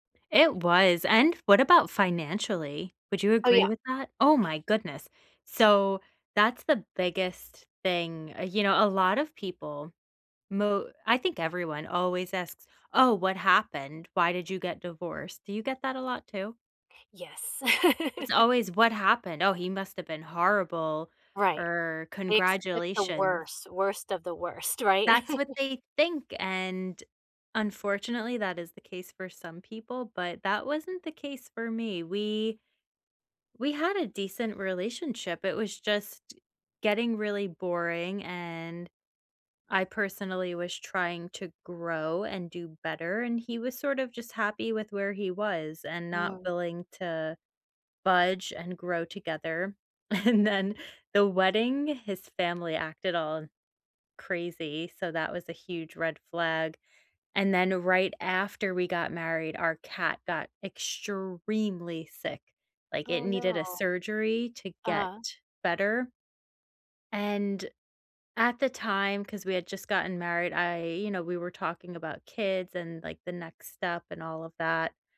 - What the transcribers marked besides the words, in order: other background noise; laugh; chuckle; tapping; laughing while speaking: "And then"
- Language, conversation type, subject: English, unstructured, What’s a story from your past that you like to tell your friends?